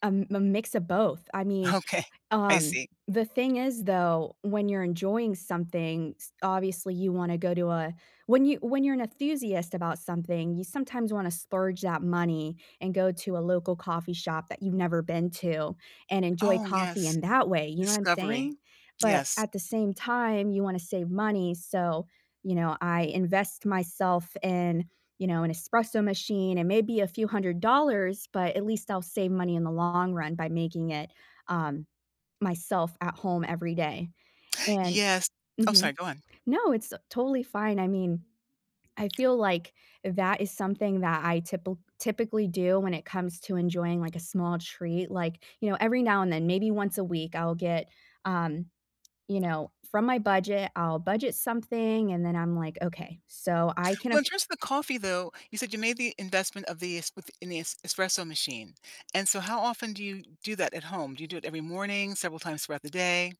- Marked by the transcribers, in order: laughing while speaking: "Okay"; "enthusiast" said as "ethusiast"
- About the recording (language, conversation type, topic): English, unstructured, How can I balance saving for the future with small treats?